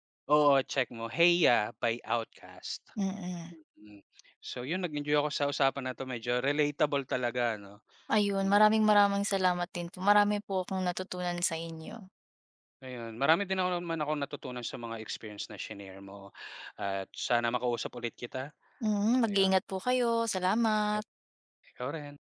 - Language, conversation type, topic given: Filipino, unstructured, Paano ka naaapektuhan ng musika sa araw-araw?
- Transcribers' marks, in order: gasp